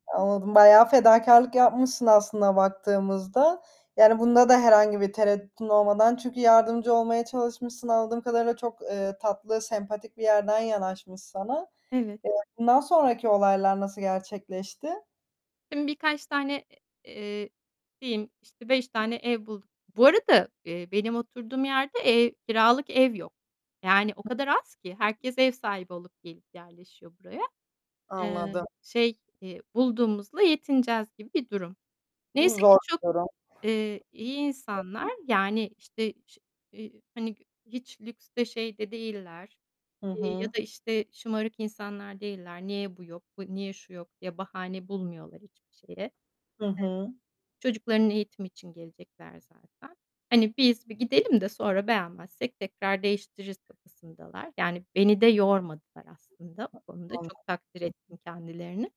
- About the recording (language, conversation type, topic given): Turkish, podcast, Birine yardım ederek hayatını değiştirdiğin bir anını paylaşır mısın?
- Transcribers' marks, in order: other background noise; distorted speech; tapping; unintelligible speech; unintelligible speech